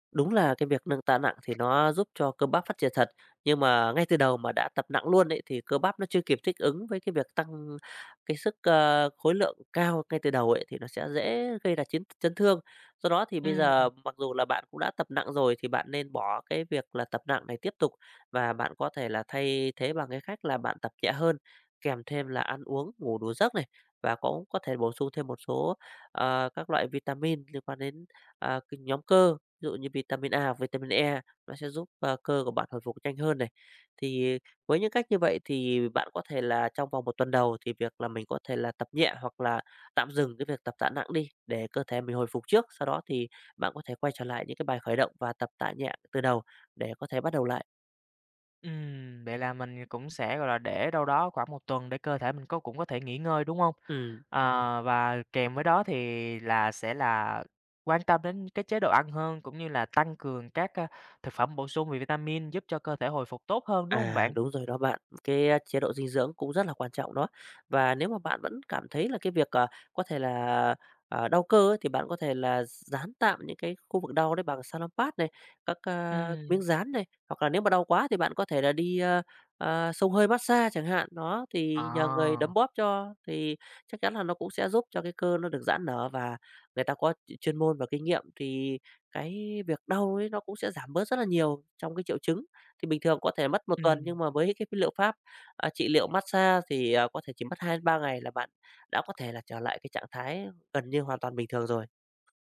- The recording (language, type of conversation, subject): Vietnamese, advice, Vì sao tôi không hồi phục sau những buổi tập nặng và tôi nên làm gì?
- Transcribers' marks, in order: tapping; other background noise